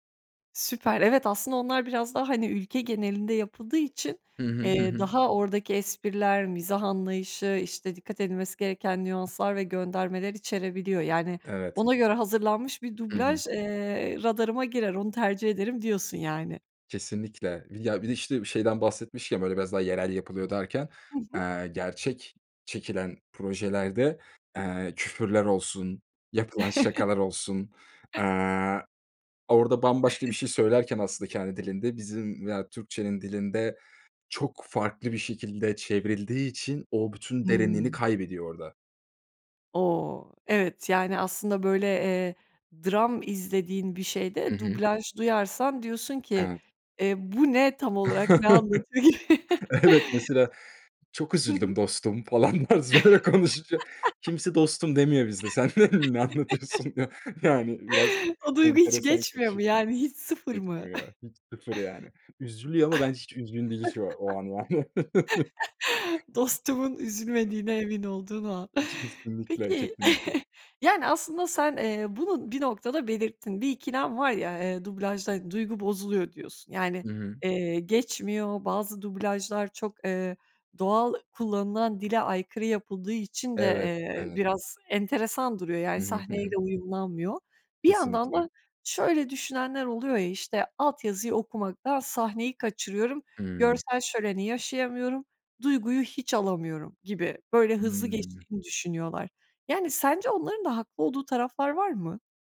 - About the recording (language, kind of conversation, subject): Turkish, podcast, Dublajı mı yoksa altyazıyı mı tercih edersin, neden?
- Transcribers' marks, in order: tapping; other background noise; chuckle; chuckle; chuckle; laughing while speaking: "Evet"; put-on voice: "Çok üzüldüm dostum"; chuckle; laughing while speaking: "falan tarzı böyle konuşunca"; laugh; chuckle; laughing while speaking: "sen n ne anlatıyorsun diyor. Yani"; laughing while speaking: "O duygu hiç geçmiyor mu? Yani, hiç, sıfır mı?"; laugh; laughing while speaking: "Dostumun üzülmediğine emin olduğun o an"; chuckle